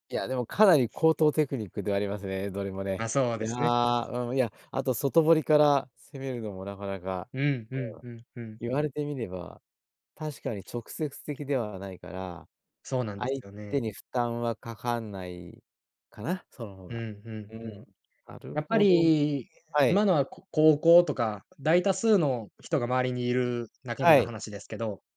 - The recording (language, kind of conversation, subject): Japanese, podcast, 初対面の人と自然に打ち解けるには、どうすればいいですか？
- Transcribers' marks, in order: other background noise